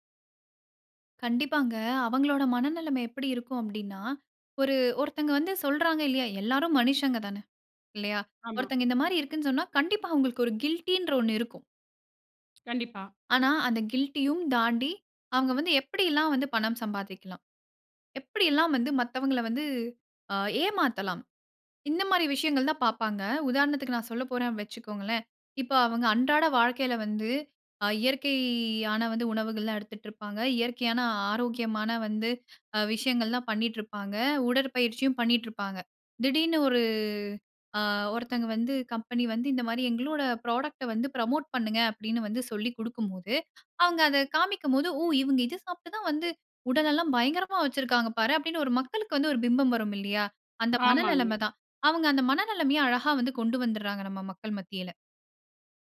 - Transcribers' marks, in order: in English: "கில்டின்ற"; other background noise; in English: "கில்டியும்"; drawn out: "இயற்கையான"; inhale; in English: "ப்ராடக்ட"; in English: "புரமோட்"; inhale; surprised: "ஓ! இவுங்க இத சாப்பிட்டு தான் வந்து உடல் எல்லாம் பயங்கரமா வைச்சி இருக்காங்க பாரு"
- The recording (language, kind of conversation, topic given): Tamil, podcast, ஒரு உள்ளடக்க உருவாக்குநரின் மனநலத்தைப் பற்றி நாம் எவ்வளவு வரை கவலைப்பட வேண்டும்?